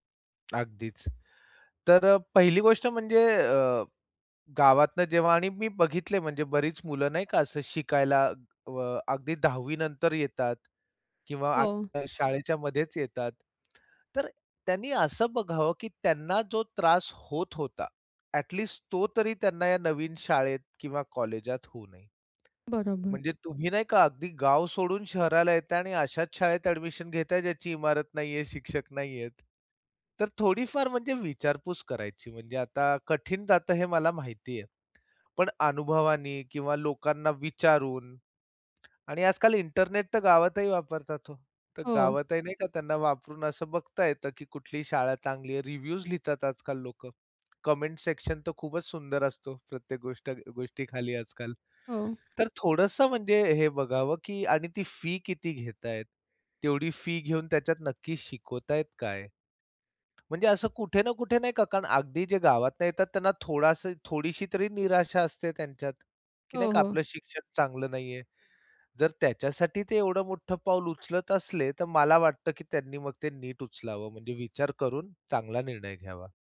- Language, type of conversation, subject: Marathi, podcast, शाळांमध्ये करिअर मार्गदर्शन पुरेसे दिले जाते का?
- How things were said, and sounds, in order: other background noise; in English: "रिव्ह्यूज"; in English: "कमेंट-सेक्शन"